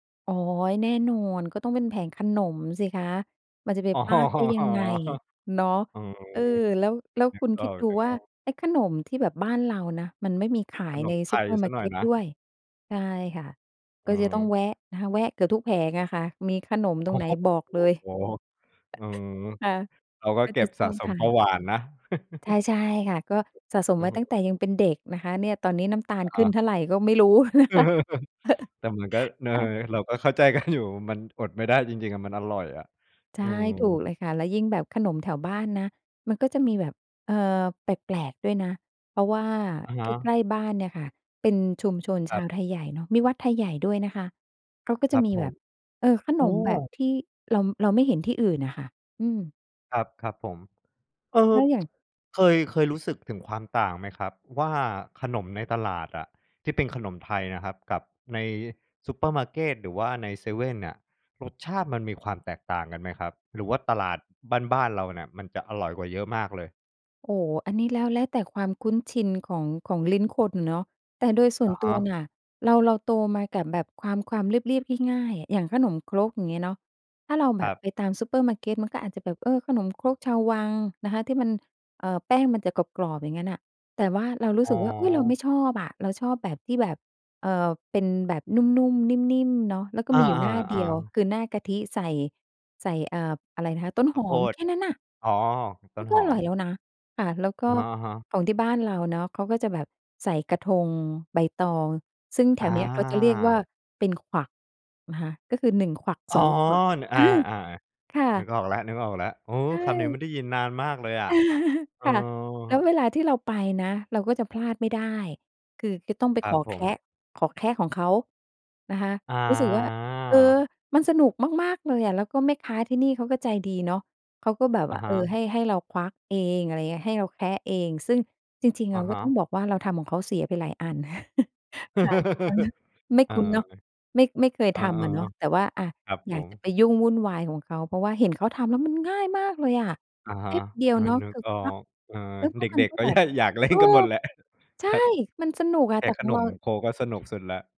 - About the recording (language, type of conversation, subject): Thai, podcast, ตลาดสดใกล้บ้านของคุณมีเสน่ห์อย่างไร?
- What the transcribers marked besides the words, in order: laughing while speaking: "อ๋อ"; tapping; chuckle; chuckle; laugh; laughing while speaking: "นะคะ"; chuckle; laughing while speaking: "กัน"; tsk; chuckle; drawn out: "อา"; chuckle